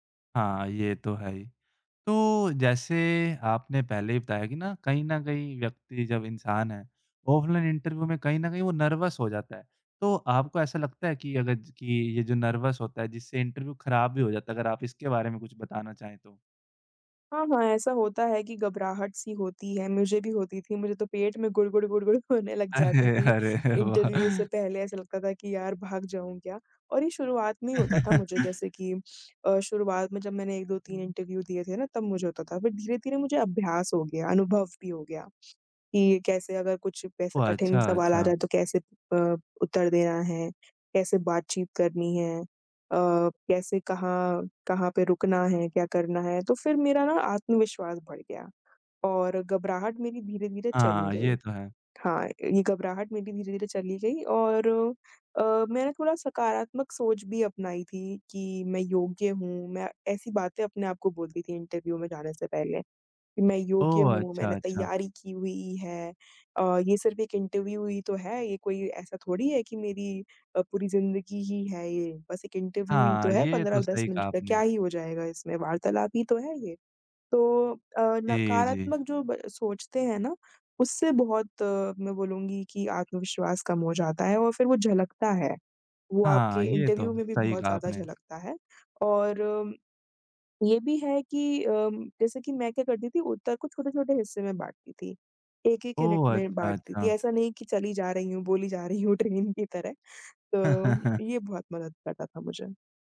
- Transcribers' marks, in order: in English: "ऑफलाइन इंटरव्यू"; in English: "नर्वस"; in English: "नर्वस"; in English: "इंटरव्यू"; laughing while speaking: "अरे! अरे! वाह!"; laughing while speaking: "होने"; in English: "इंटरव्यू"; chuckle; in English: "इंटरव्यू"; in English: "इंटरव्यू"; in English: "इंटरव्यू"; in English: "इंटरव्यू"; in English: "यूनिट"; laughing while speaking: "हूँ ट्रेन की तरह"; in English: "ट्रेन"; chuckle
- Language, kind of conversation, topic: Hindi, podcast, इंटरव्यू में सबसे जरूरी बात क्या है?